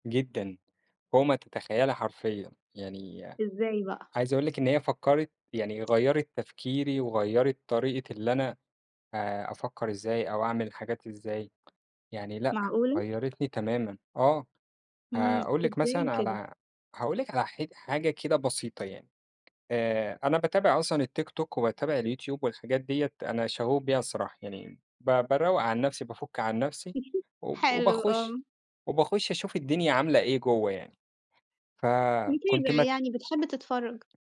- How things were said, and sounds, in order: tapping; laugh
- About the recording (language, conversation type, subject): Arabic, podcast, شو تأثير السوشال ميديا على فكرتك عن النجاح؟